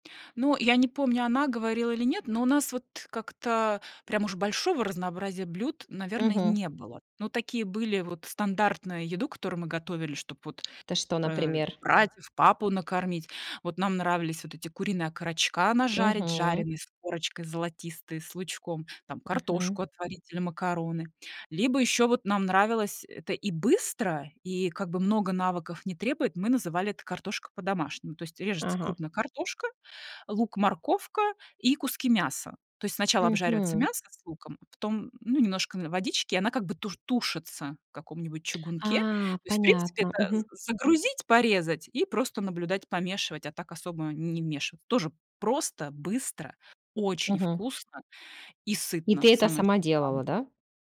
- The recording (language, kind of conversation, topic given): Russian, podcast, Как вы начали учиться готовить?
- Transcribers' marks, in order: tapping; other background noise; background speech; alarm